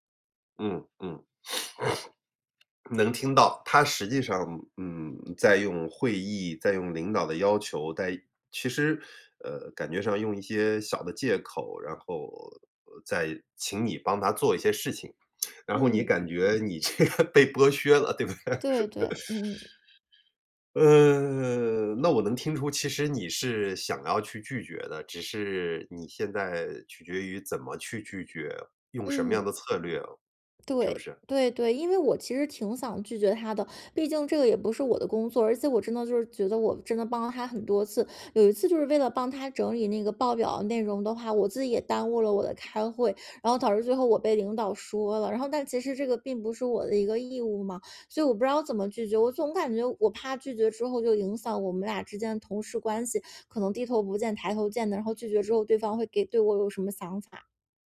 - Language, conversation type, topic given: Chinese, advice, 我工作量太大又很难拒绝别人，精力很快耗尽，该怎么办？
- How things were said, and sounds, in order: sniff; other background noise; laughing while speaking: "这个"; laughing while speaking: "对不对？"; laugh